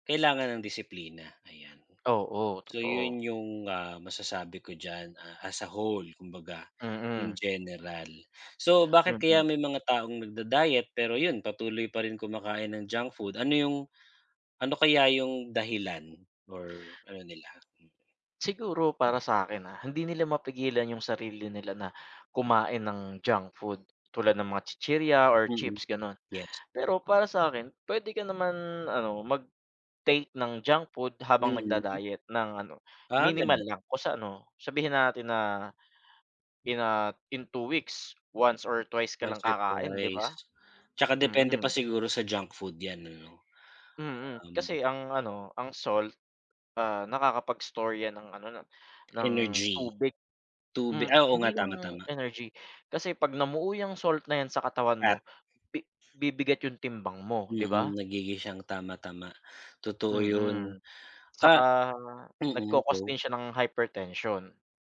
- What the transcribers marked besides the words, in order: none
- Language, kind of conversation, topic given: Filipino, unstructured, Ano ang masasabi mo sa mga taong nagdidiyeta pero hindi tumitigil sa pagkain ng mga pagkaing walang gaanong sustansiya?